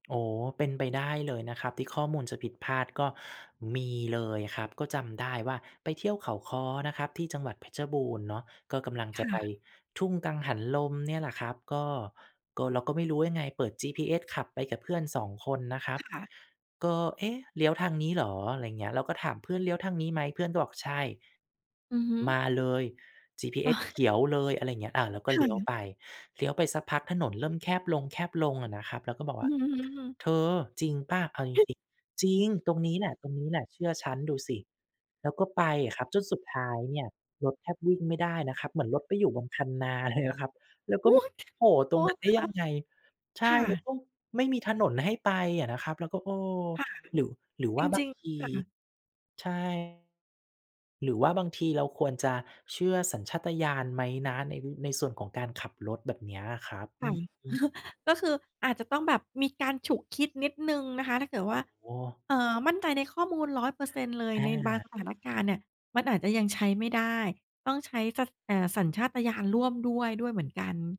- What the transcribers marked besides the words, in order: tapping; other background noise; laughing while speaking: "เลยอะ"; chuckle
- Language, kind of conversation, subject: Thai, podcast, เมื่อคุณต้องตัดสินใจ คุณให้ความสำคัญกับสัญชาตญาณหรือข้อมูลมากกว่ากัน?